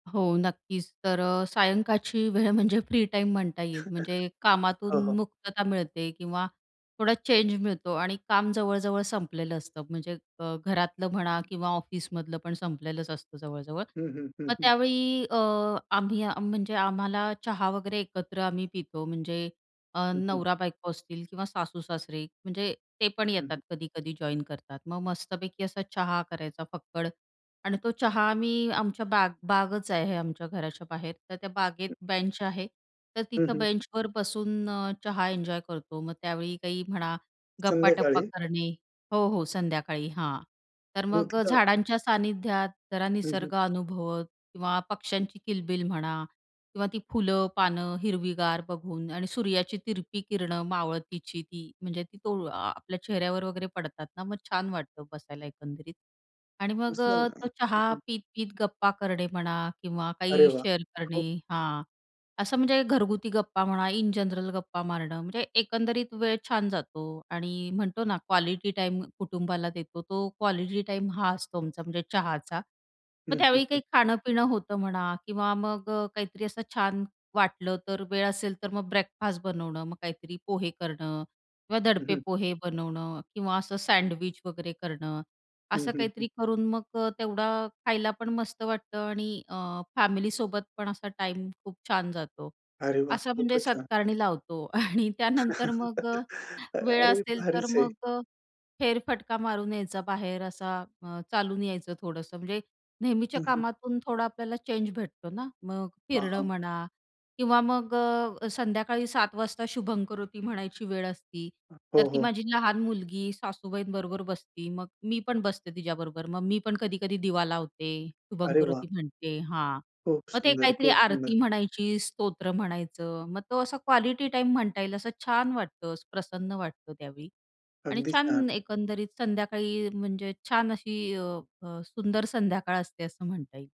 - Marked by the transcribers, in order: laughing while speaking: "वेळ म्हणजे"; chuckle; tapping; in English: "शेअर"; laughing while speaking: "आणि त्यानंतर"; chuckle; other background noise
- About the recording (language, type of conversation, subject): Marathi, podcast, सायंकाळी कुटुंबासोबत वेळ घालवण्यासाठी तुम्ही काय करता?